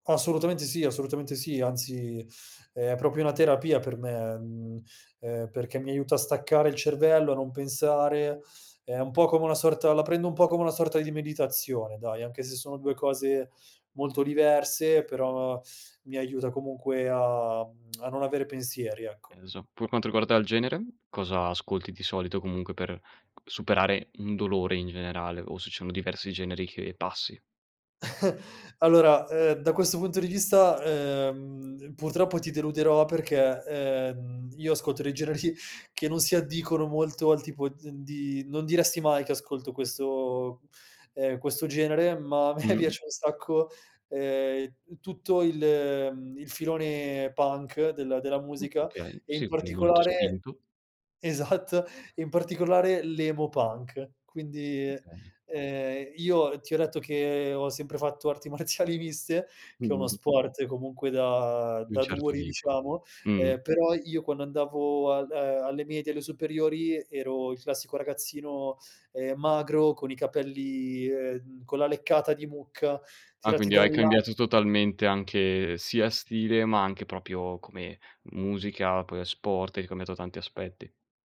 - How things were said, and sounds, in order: "proprio" said as "propio"; tapping; tsk; "sono" said as "ciono"; chuckle; laughing while speaking: "generi"; laughing while speaking: "a me"; other background noise; laughing while speaking: "esat"; laughing while speaking: "marziali"; "proprio" said as "propio"
- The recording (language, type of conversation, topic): Italian, podcast, In che modo una canzone ti aiuta a superare un dolore?